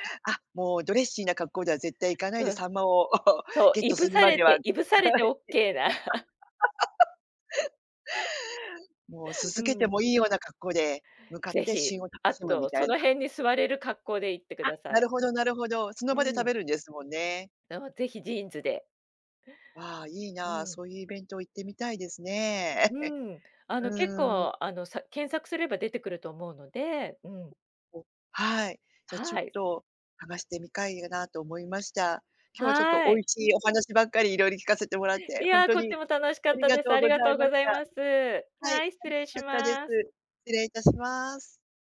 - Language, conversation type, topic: Japanese, podcast, 旬の食材をどのように楽しんでいますか？
- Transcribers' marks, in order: chuckle; laughing while speaking: "はい"; unintelligible speech; laugh; chuckle; other background noise